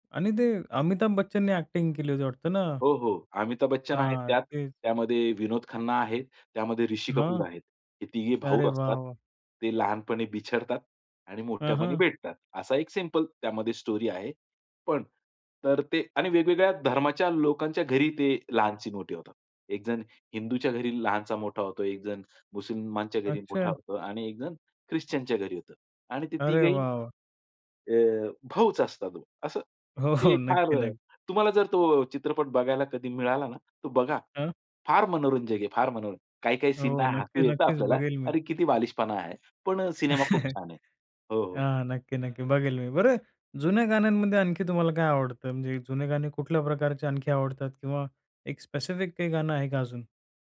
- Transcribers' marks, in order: other background noise; in English: "स्टोरी"; other noise; laughing while speaking: "हो"; tapping; chuckle
- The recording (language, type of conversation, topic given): Marathi, podcast, जुन्या गाण्यांना तुम्ही पुन्हा पुन्हा का ऐकता?